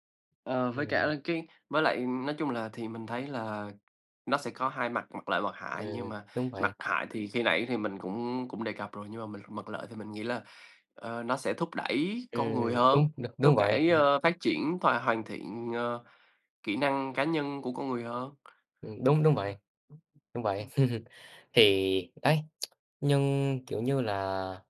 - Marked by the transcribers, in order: tapping; other background noise; "đẩy" said as "cẩy"; background speech; chuckle; tongue click
- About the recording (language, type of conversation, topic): Vietnamese, unstructured, Bạn nghĩ robot sẽ ảnh hưởng như thế nào đến công việc trong tương lai?